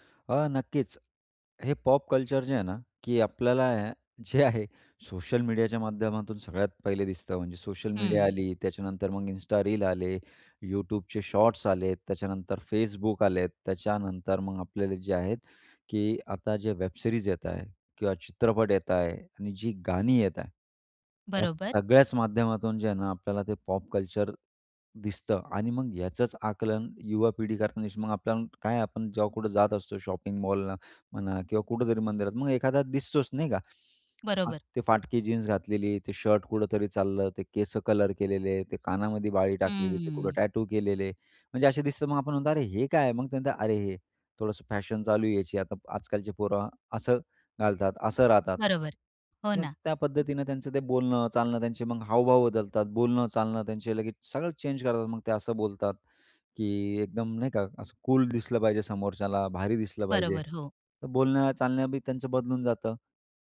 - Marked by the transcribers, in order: other background noise; in English: "चेंज"; in English: "कूल"
- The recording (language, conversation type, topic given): Marathi, podcast, पॉप संस्कृतीने समाजावर कोणते बदल घडवून आणले आहेत?